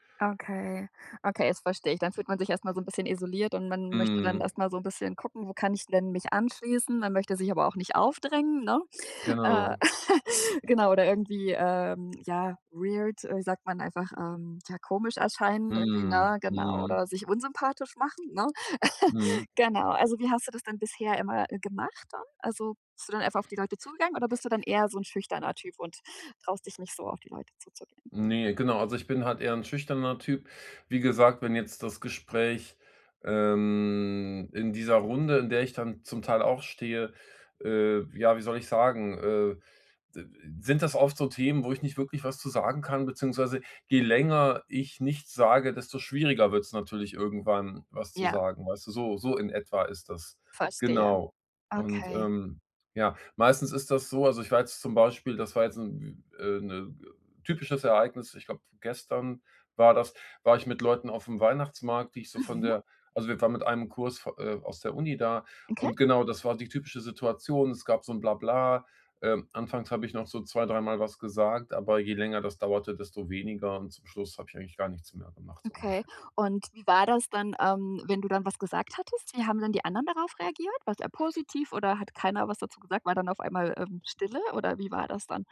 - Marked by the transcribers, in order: other background noise; giggle; drawn out: "ähm"
- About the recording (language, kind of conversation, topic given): German, advice, Wie kann ich mich auf Partys wohler fühlen und weniger unsicher sein?